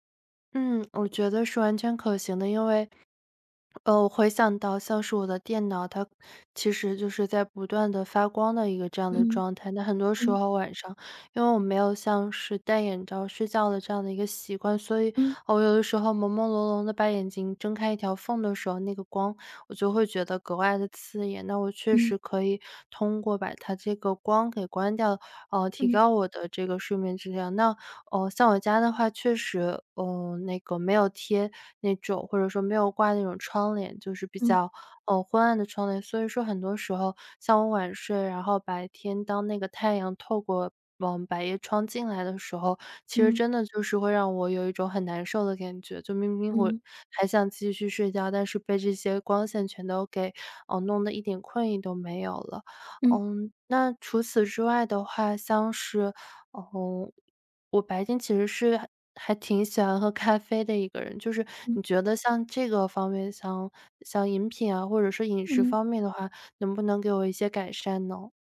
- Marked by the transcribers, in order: other background noise; laughing while speaking: "咖啡"
- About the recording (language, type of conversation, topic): Chinese, advice, 夜里反复胡思乱想、无法入睡怎么办？